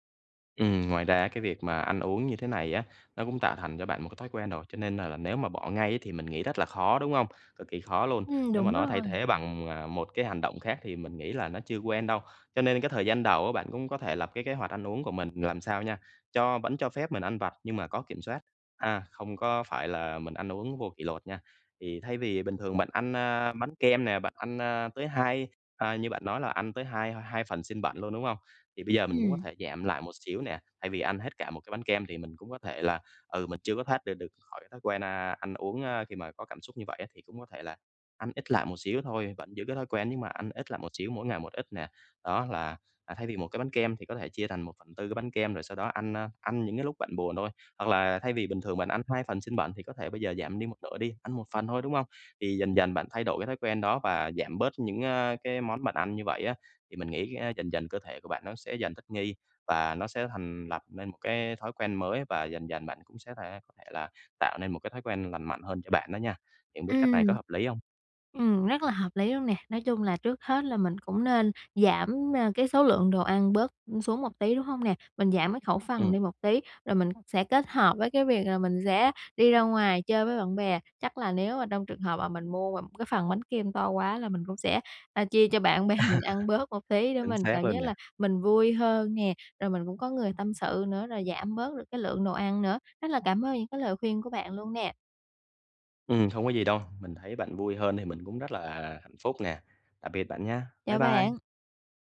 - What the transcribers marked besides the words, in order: tapping; other background noise; laughing while speaking: "bè"; laugh
- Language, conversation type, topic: Vietnamese, advice, Làm sao để tránh ăn theo cảm xúc khi buồn hoặc căng thẳng?